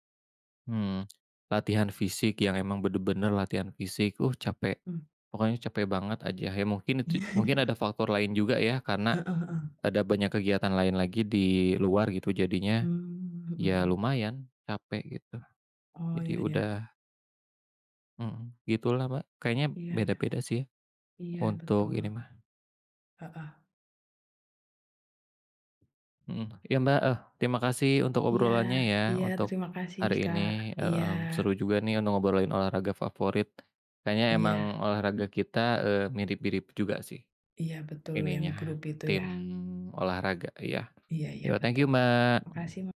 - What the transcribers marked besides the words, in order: tapping; chuckle; in English: "Yo, thank you"; other background noise
- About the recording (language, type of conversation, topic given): Indonesian, unstructured, Apa olahraga favoritmu, dan mengapa kamu menyukainya?